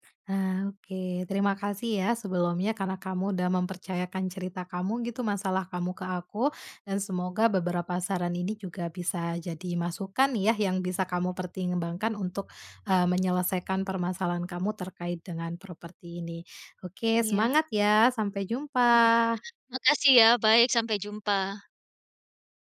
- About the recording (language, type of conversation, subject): Indonesian, advice, Apakah Anda sedang mempertimbangkan untuk menjual rumah agar bisa hidup lebih sederhana, atau memilih mempertahankan properti tersebut?
- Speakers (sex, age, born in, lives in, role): female, 30-34, Indonesia, Indonesia, advisor; female, 45-49, Indonesia, United States, user
- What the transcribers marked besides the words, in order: none